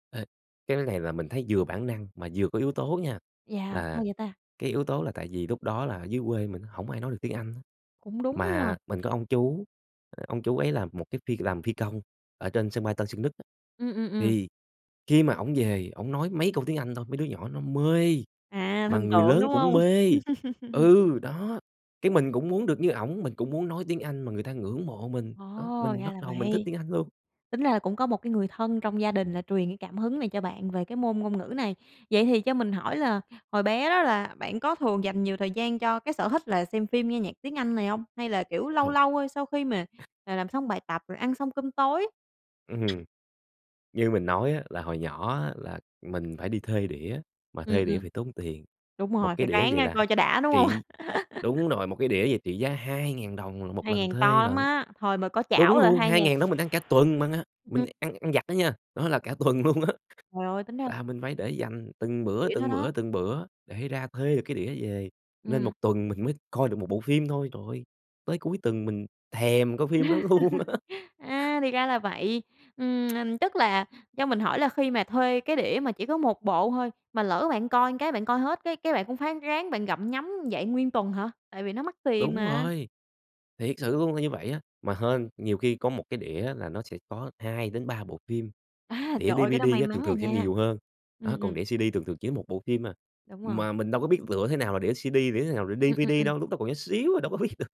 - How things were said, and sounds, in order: "này" said as "lày"; tapping; chuckle; other background noise; chuckle; laughing while speaking: "tuần luôn á"; chuckle; laughing while speaking: "đó luôn á"; tsk; laughing while speaking: "đâu có biết được"
- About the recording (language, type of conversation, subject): Vietnamese, podcast, Bạn nghĩ những sở thích hồi nhỏ đã ảnh hưởng đến con người bạn bây giờ như thế nào?